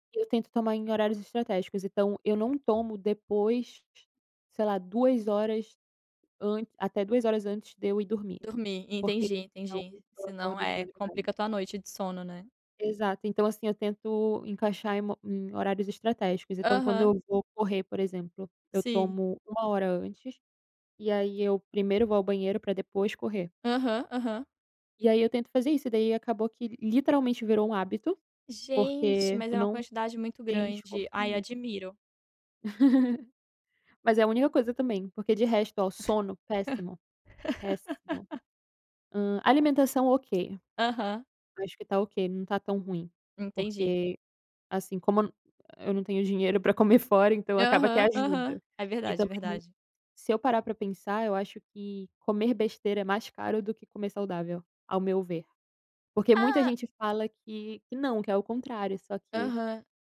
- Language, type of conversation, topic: Portuguese, unstructured, Qual hábito simples mudou sua rotina para melhor?
- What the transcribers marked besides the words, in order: tapping; laugh; laugh